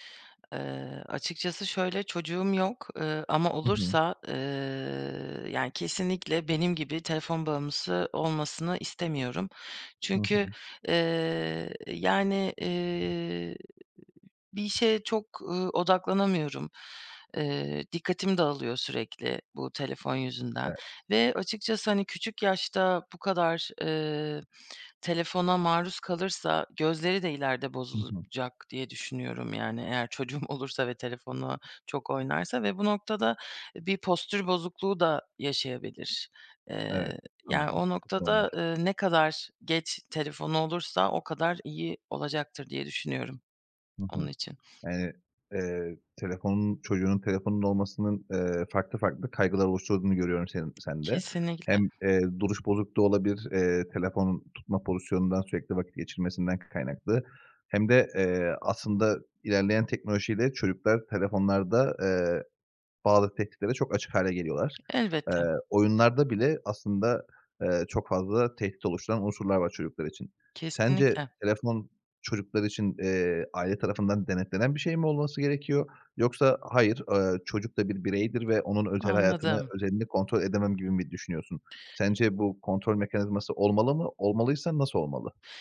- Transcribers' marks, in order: other background noise; tapping; unintelligible speech
- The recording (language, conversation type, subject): Turkish, podcast, Telefon olmadan bir gün geçirsen sence nasıl olur?